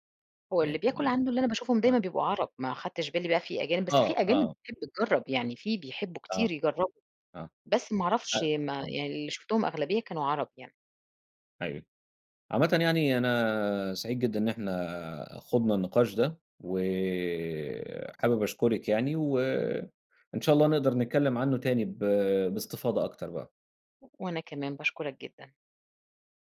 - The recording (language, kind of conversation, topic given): Arabic, podcast, إيه أكتر توابل بتغيّر طعم أي أكلة وبتخلّيها أحلى؟
- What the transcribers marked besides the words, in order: none